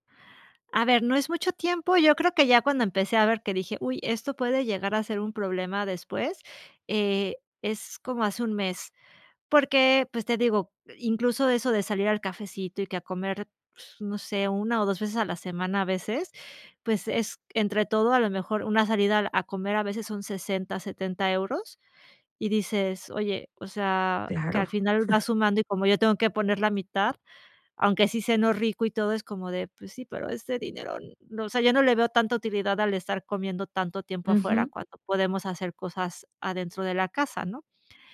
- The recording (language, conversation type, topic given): Spanish, advice, ¿Cómo puedo hablar con mi pareja sobre nuestras diferencias en la forma de gastar dinero?
- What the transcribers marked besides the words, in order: chuckle; other background noise